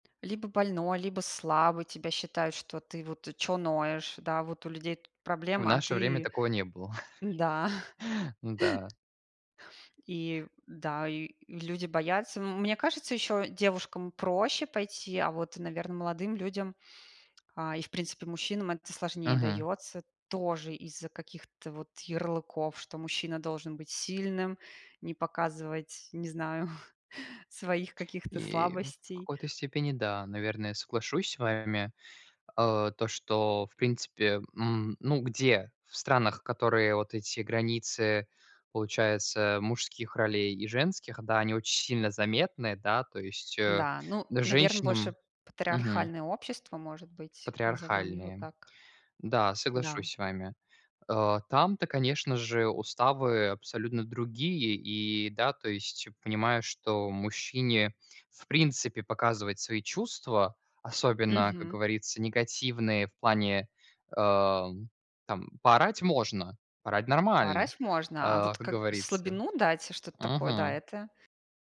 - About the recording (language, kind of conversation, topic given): Russian, unstructured, Что вас больше всего раздражает в отношении общества к депрессии?
- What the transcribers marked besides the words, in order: tapping; laugh; chuckle; other background noise; chuckle